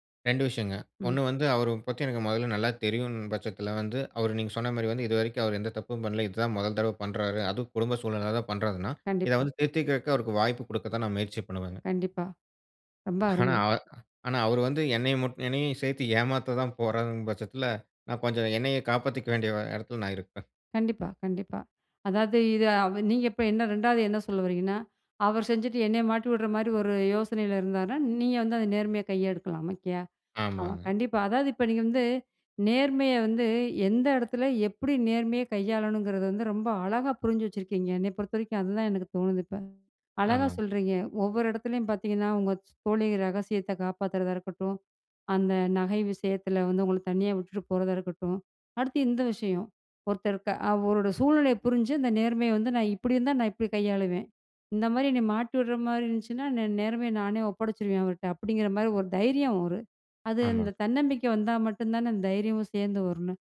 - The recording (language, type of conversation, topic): Tamil, podcast, நேர்மை நம்பிக்கைக்கு எவ்வளவு முக்கியம்?
- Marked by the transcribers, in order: none